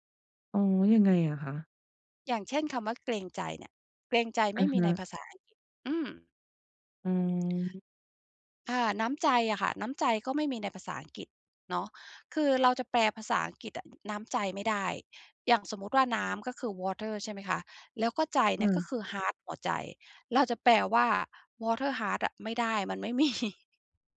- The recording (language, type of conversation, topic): Thai, podcast, เล่าเรื่องภาษาแม่ของคุณให้ฟังหน่อยได้ไหม?
- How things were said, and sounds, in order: in English: "Water"; in English: "ฮาร์ต"; laughing while speaking: "มี"